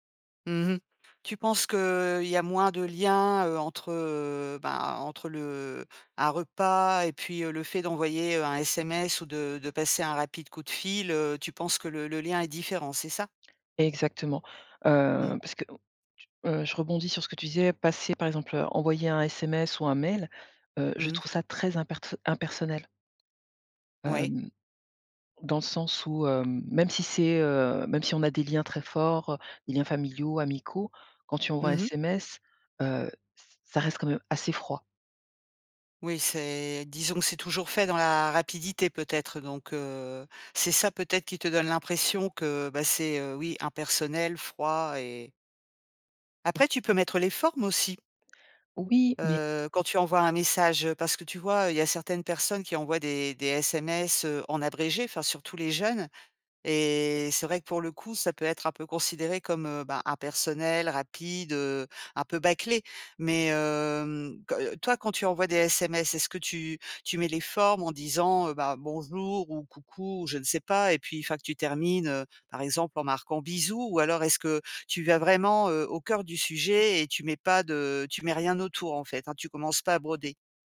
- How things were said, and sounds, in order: tapping; other background noise; unintelligible speech
- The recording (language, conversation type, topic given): French, podcast, Pourquoi le fait de partager un repas renforce-t-il souvent les liens ?